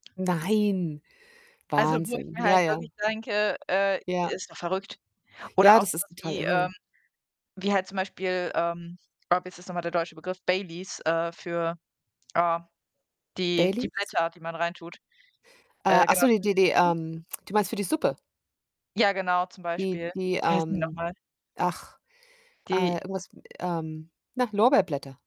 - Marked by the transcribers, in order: distorted speech; in English: "bay leaves"; unintelligible speech; tsk; other background noise
- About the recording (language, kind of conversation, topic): German, unstructured, Wie sparst du im Alltag am liebsten Geld?